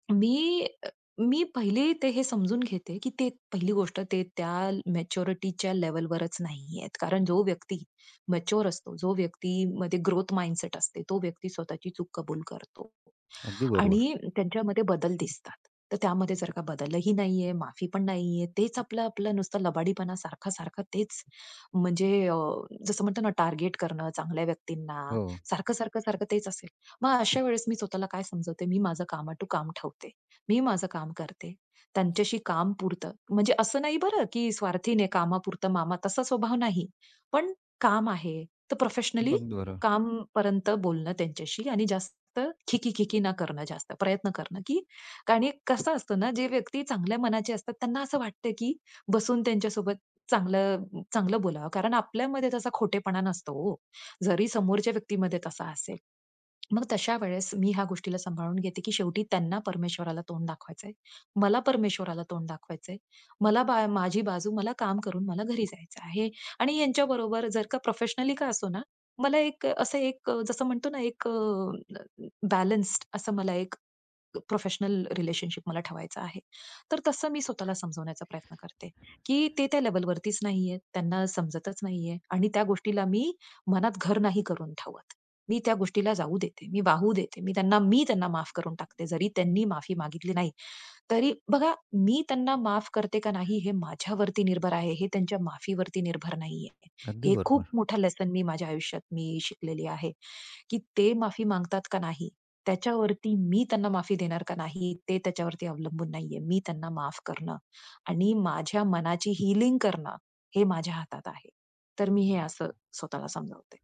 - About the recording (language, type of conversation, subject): Marathi, podcast, माफी मागू नये असे म्हणणाऱ्या व्यक्तीला तुम्ही कसे समजावता?
- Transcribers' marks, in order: tapping; in English: "माइंडसेट"; other background noise; in English: "प्रोफेशनली"; other noise; in English: "प्रोफेशनली"; unintelligible speech; in English: "रिलेशनशिप"; in English: "हीलिंग"